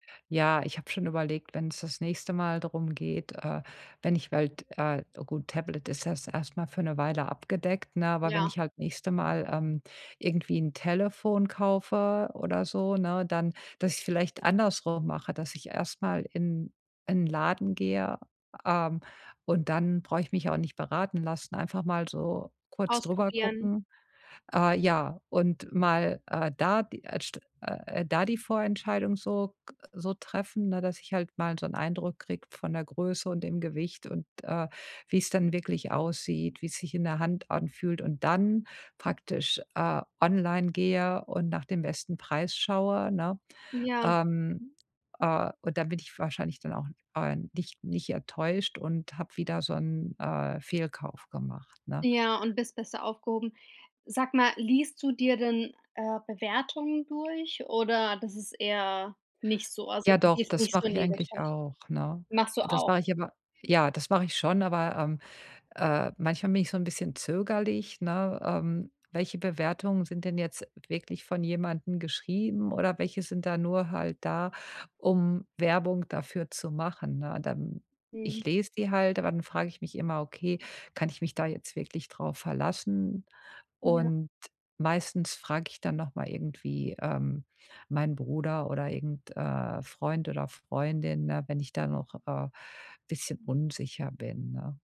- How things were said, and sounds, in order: none
- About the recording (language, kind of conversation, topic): German, advice, Wie kann ich Fehlkäufe beim Online- und Ladenkauf vermeiden und besser einkaufen?